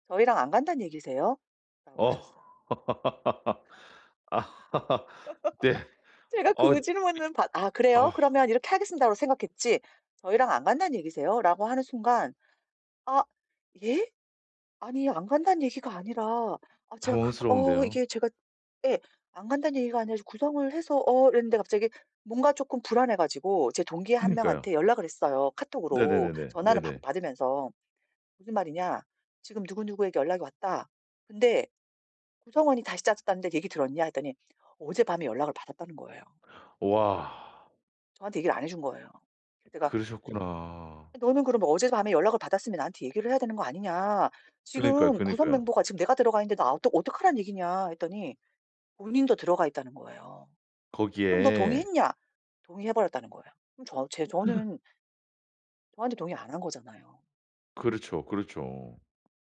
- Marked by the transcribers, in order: laughing while speaking: "어. 네"; laugh; other background noise; tapping; gasp
- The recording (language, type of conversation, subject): Korean, advice, 여행 중 불안과 스트레스를 어떻게 줄일 수 있을까요?